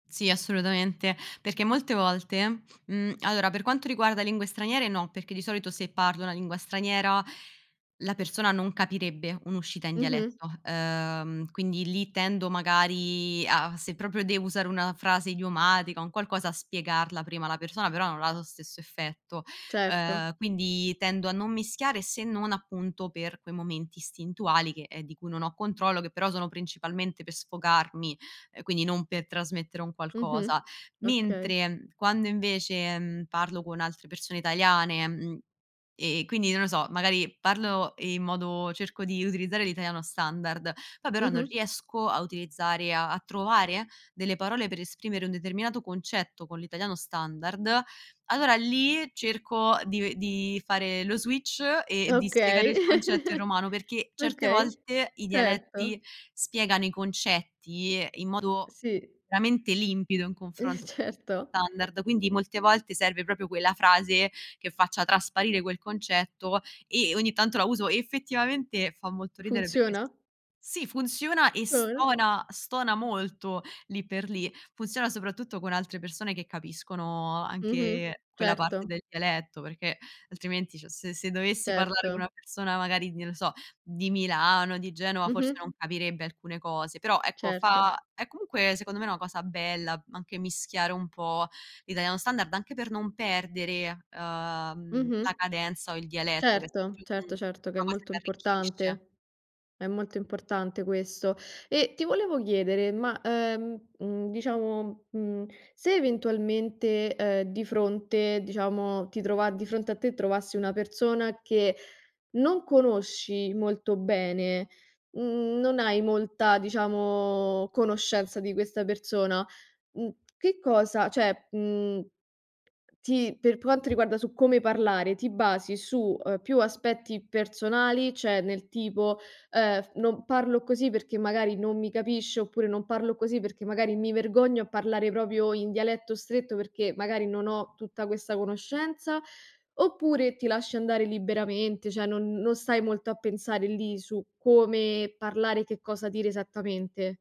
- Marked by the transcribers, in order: drawn out: "magari"; in English: "switch"; giggle; other noise; laughing while speaking: "Certo"; unintelligible speech; drawn out: "diciamo"; other background noise
- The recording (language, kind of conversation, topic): Italian, podcast, In che modo la lingua ha influenzato la tua identità?